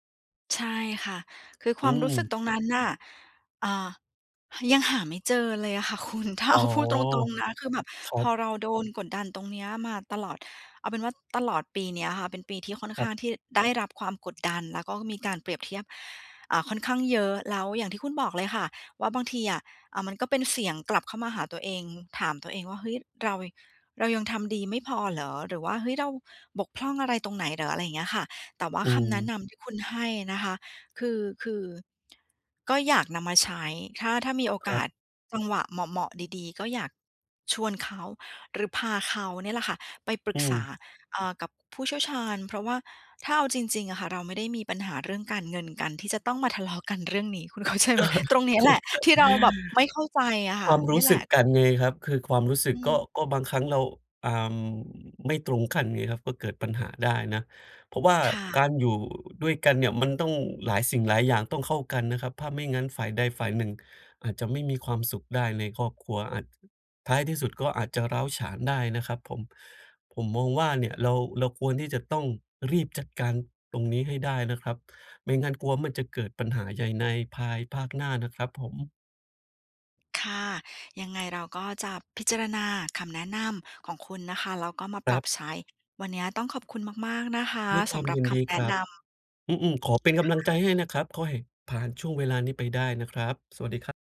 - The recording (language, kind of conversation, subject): Thai, advice, ฉันจะรับมือกับแรงกดดันจากคนรอบข้างให้ใช้เงิน และการเปรียบเทียบตัวเองกับผู้อื่นได้อย่างไร
- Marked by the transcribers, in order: laughing while speaking: "คุณ ถ้าเอา"; tsk; laughing while speaking: "คุณเข้าใจไหม ?"; laugh; laughing while speaking: "เข้าใจ"; other background noise; tapping